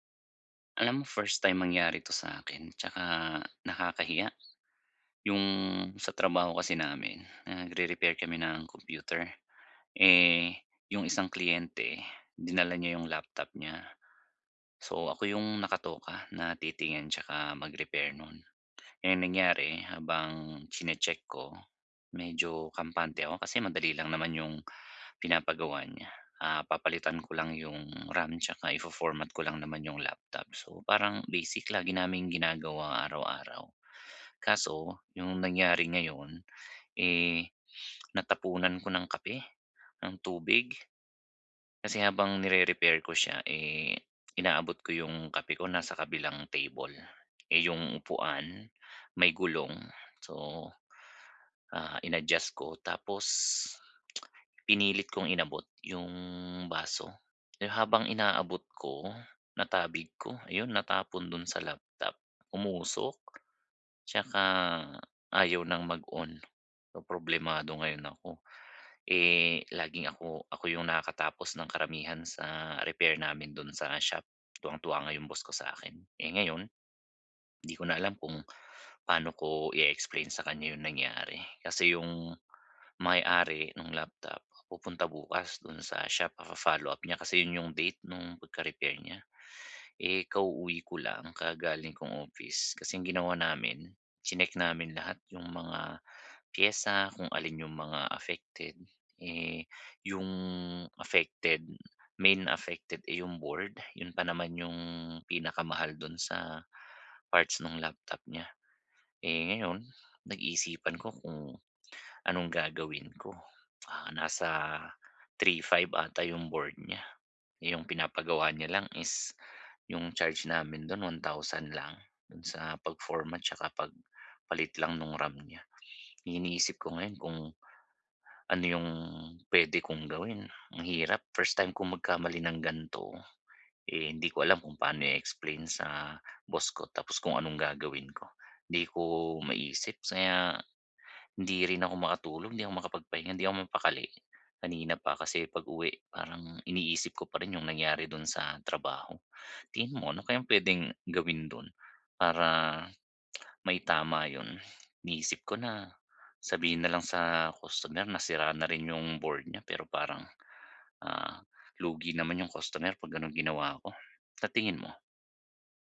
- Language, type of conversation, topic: Filipino, advice, Paano ko tatanggapin ang responsibilidad at matututo mula sa aking mga pagkakamali?
- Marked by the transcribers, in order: other animal sound; other background noise; tsk; "kaya" said as "saya"; tsk